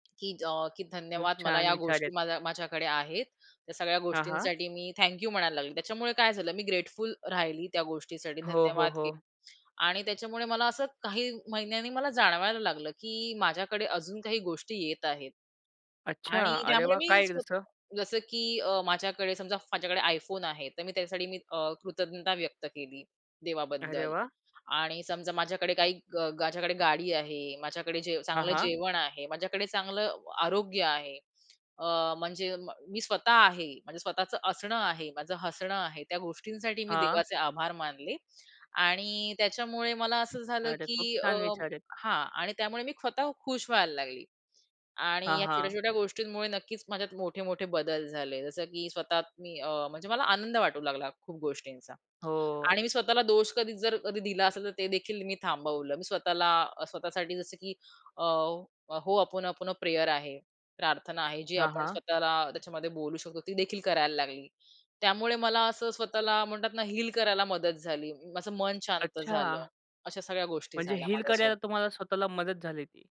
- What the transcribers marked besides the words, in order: in English: "ग्रेटफुल"; tapping; "स्वतः" said as "ख्वतः"; in English: "प्रेयर"; in English: "हील"; in English: "हील"
- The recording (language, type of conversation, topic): Marathi, podcast, स्वतःवर प्रेम करायला तुम्ही कसे शिकलात?